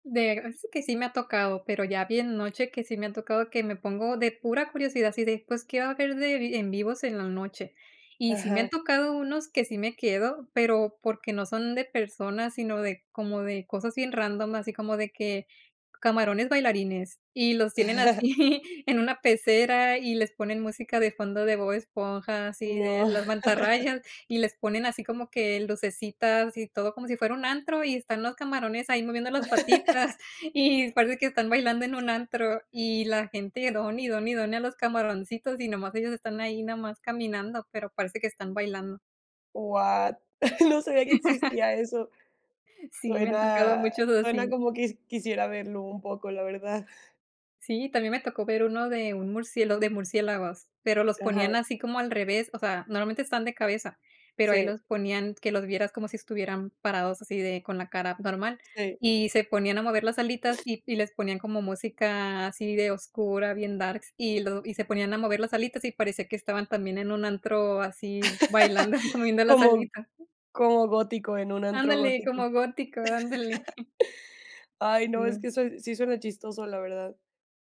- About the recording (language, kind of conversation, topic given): Spanish, podcast, ¿Qué pasos seguirías para una desintoxicación digital efectiva?
- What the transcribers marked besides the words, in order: chuckle; laughing while speaking: "así"; chuckle; laugh; laughing while speaking: "y"; chuckle; laugh; other noise; laugh; laughing while speaking: "bailando"; chuckle; other background noise